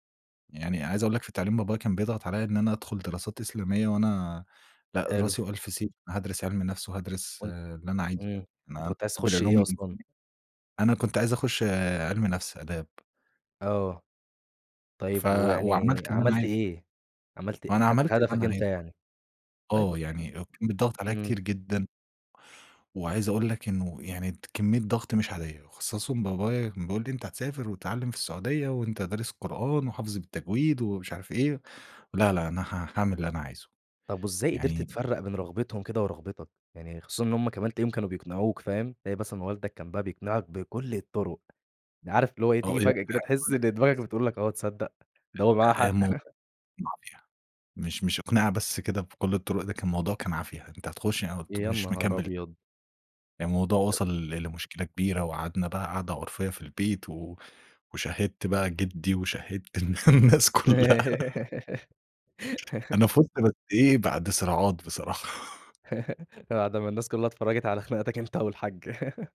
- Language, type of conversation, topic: Arabic, podcast, إزاي تعرف إذا هدفك طالع من جواك ولا مفروض عليك من برّه؟
- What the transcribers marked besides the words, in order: tapping; unintelligible speech; unintelligible speech; chuckle; laughing while speaking: "الن الناس كُلّها"; laugh; chuckle; laugh; laugh